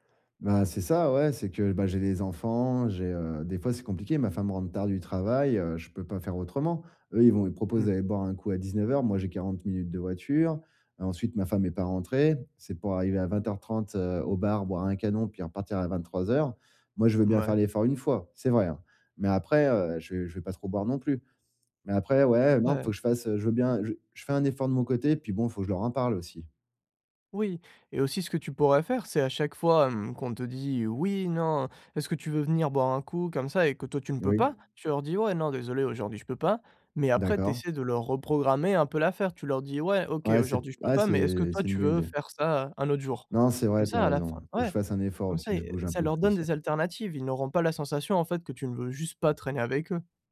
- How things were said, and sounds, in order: stressed: "pas"
- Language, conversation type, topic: French, advice, Comment faire pour ne pas me sentir isolé(e) lors des soirées et des fêtes ?